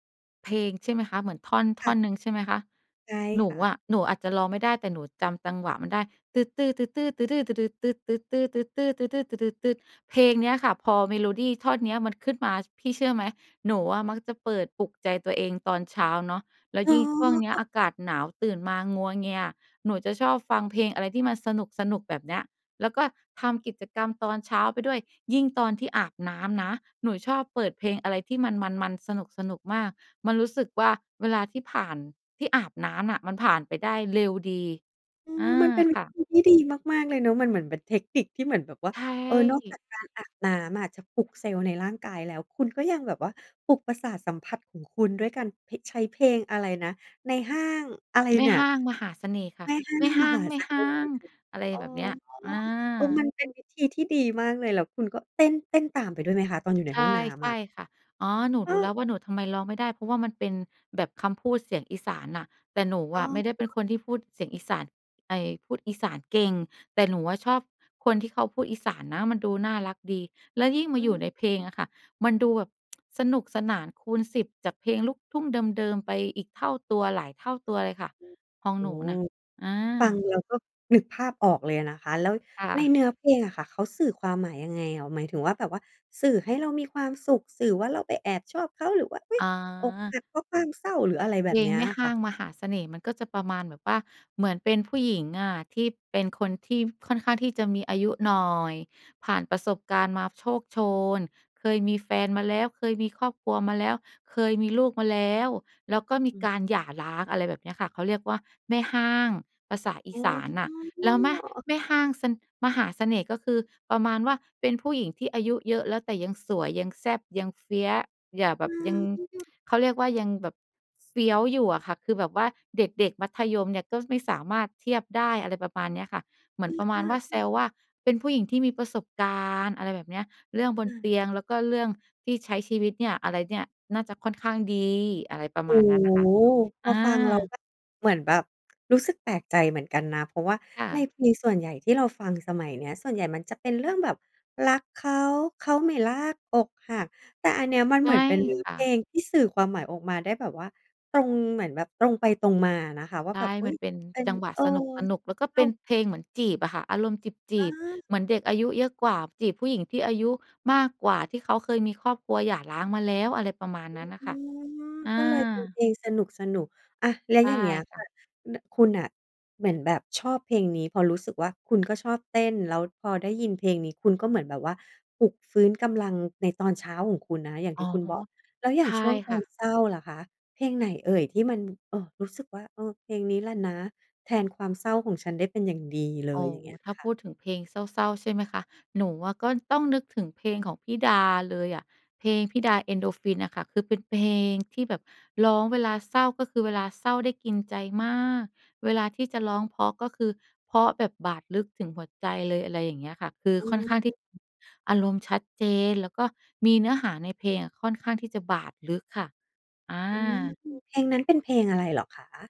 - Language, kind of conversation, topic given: Thai, podcast, เพลงอะไรที่ทำให้คุณรู้สึกว่าเป็นตัวตนของคุณมากที่สุด?
- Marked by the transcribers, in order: tsk; other background noise; in English: "Fierce"; tsk